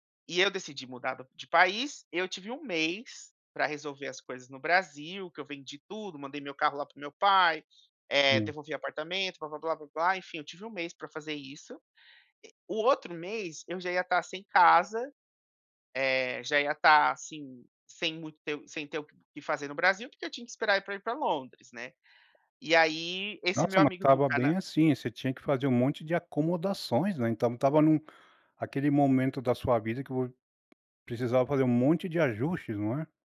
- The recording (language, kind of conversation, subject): Portuguese, podcast, O que te ajuda a desconectar nas férias, de verdade?
- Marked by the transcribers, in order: other background noise; tapping